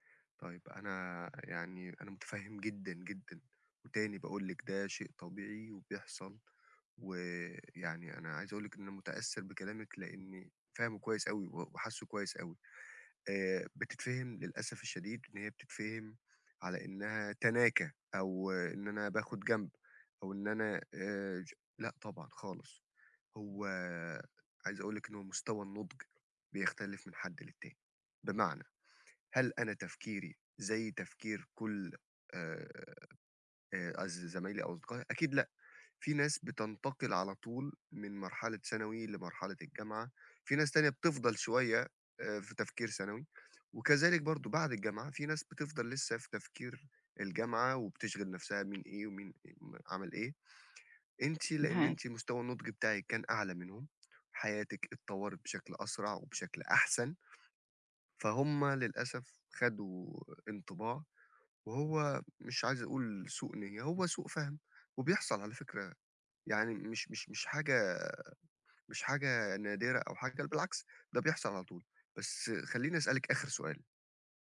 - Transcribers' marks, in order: tapping
- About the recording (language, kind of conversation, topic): Arabic, advice, إزاي بتتفكك صداقاتك القديمة بسبب اختلاف القيم أو أولويات الحياة؟